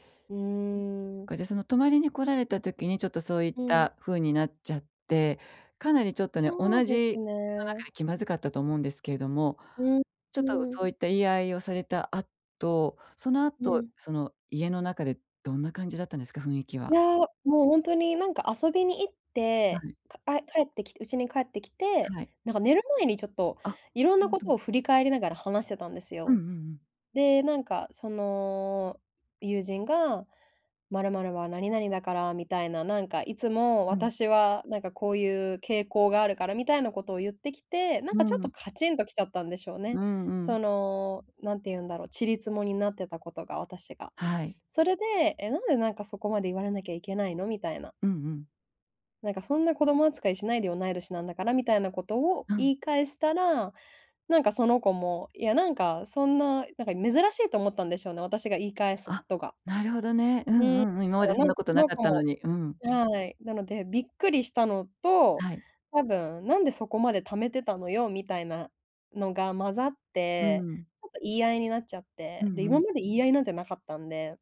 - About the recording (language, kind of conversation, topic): Japanese, advice, 疎遠になった友人ともう一度仲良くなるにはどうすればよいですか？
- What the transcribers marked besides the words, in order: unintelligible speech